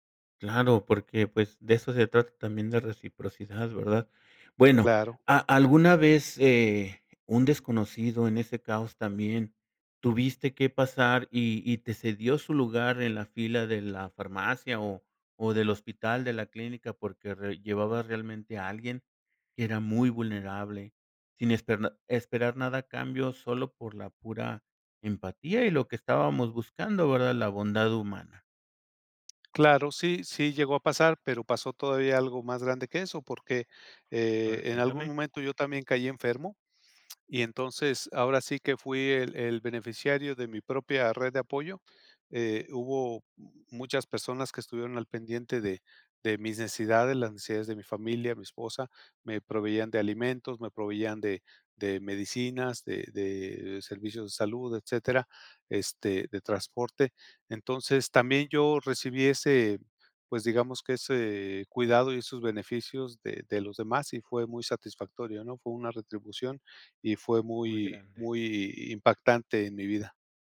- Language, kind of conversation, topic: Spanish, podcast, ¿Cuál fue tu encuentro más claro con la bondad humana?
- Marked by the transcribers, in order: none